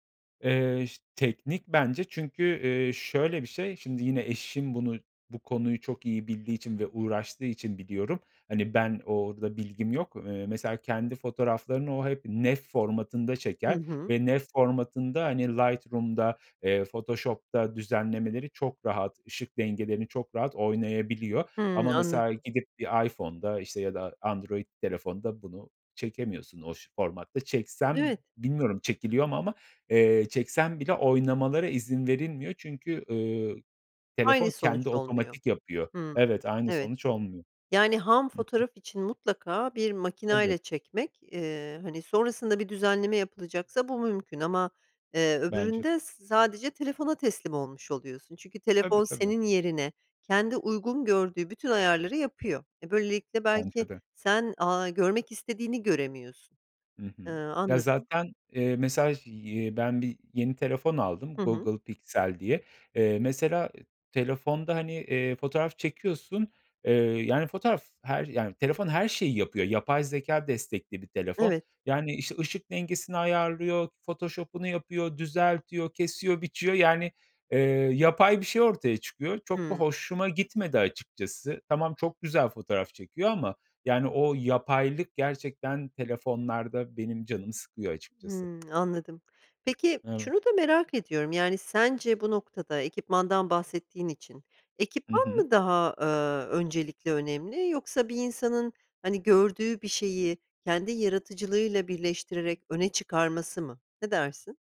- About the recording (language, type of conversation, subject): Turkish, podcast, Fotoğraf çekmeye yeni başlayanlara ne tavsiye edersin?
- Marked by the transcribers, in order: other background noise; tapping